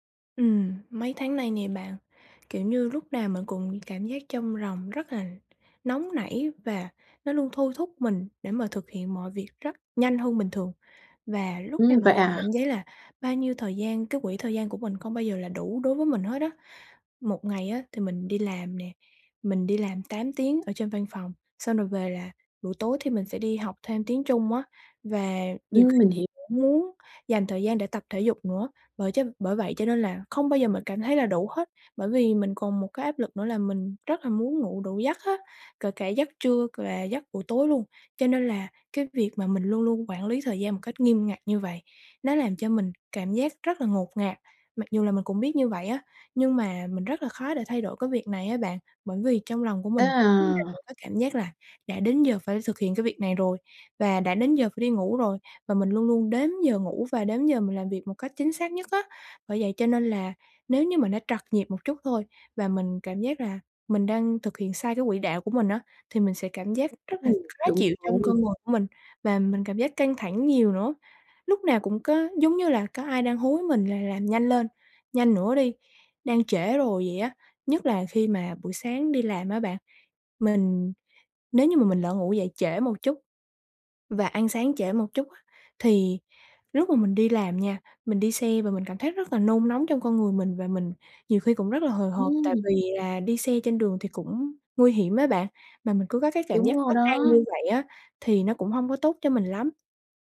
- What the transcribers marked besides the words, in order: tapping; unintelligible speech; other background noise; unintelligible speech
- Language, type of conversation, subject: Vietnamese, advice, Làm sao để không còn cảm thấy vội vàng và thiếu thời gian vào mỗi buổi sáng?